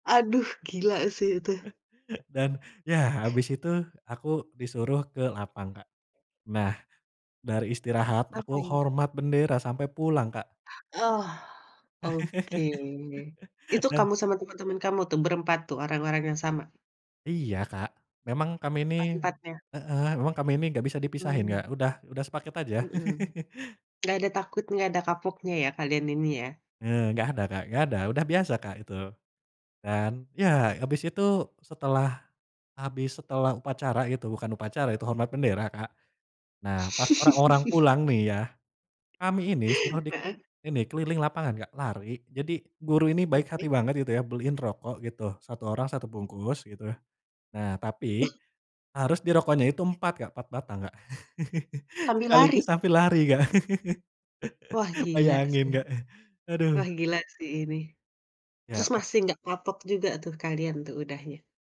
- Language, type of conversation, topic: Indonesian, podcast, Apa pengalaman sekolah yang masih kamu ingat sampai sekarang?
- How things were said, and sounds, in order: chuckle; other background noise; laugh; chuckle; laugh; gasp; chuckle